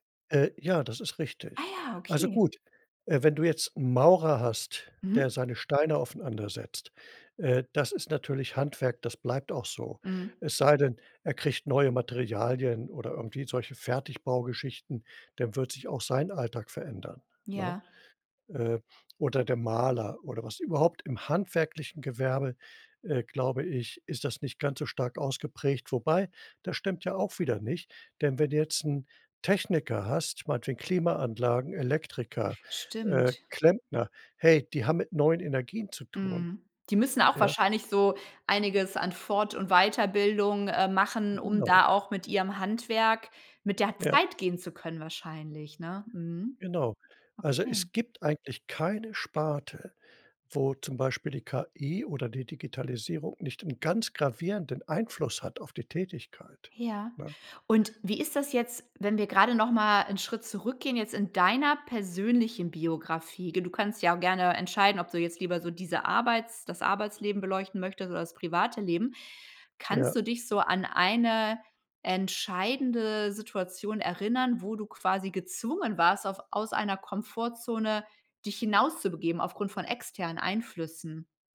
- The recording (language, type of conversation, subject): German, podcast, Welche Erfahrung hat dich aus deiner Komfortzone geholt?
- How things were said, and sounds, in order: other background noise